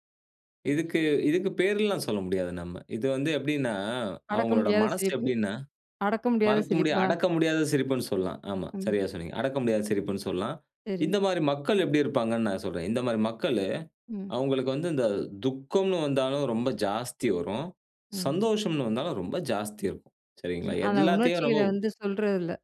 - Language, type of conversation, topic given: Tamil, podcast, சிரிப்பு ஒருவரைப் பற்றி என்ன சொல்லும்?
- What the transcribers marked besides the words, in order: none